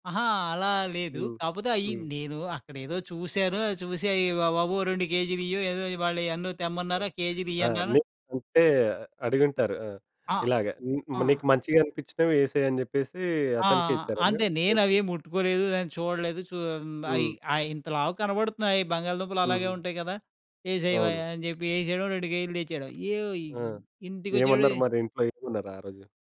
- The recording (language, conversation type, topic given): Telugu, podcast, నమ్మకాన్ని తిరిగి పొందాలంటే క్షమాపణ చెప్పడం ఎంత ముఖ్యము?
- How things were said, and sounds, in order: none